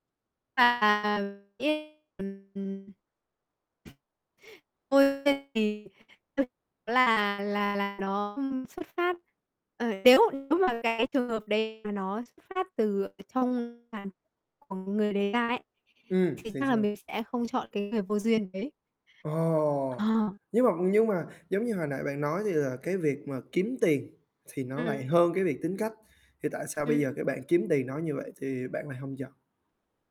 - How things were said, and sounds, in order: distorted speech; other background noise; unintelligible speech; tapping; unintelligible speech; static
- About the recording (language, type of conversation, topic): Vietnamese, podcast, Bạn chọn bạn đời dựa trên những tiêu chí nào?